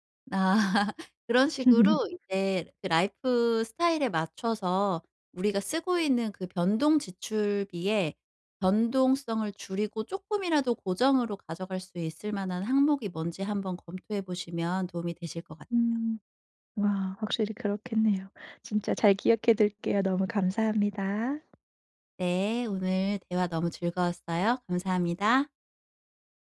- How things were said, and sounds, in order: laugh
- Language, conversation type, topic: Korean, advice, 경제적 불안 때문에 잠이 안 올 때 어떻게 관리할 수 있을까요?